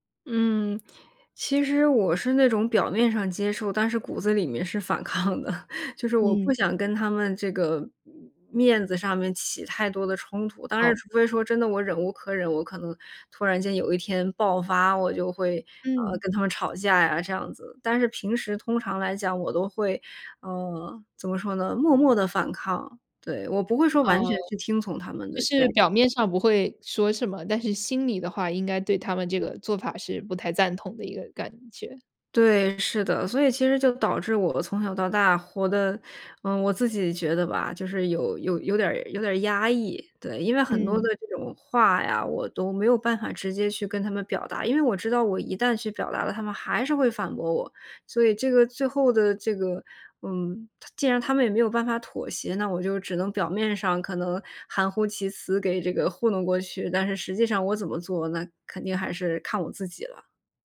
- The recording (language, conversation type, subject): Chinese, podcast, 当父母干预你的生活时，你会如何回应？
- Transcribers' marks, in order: laughing while speaking: "抗的"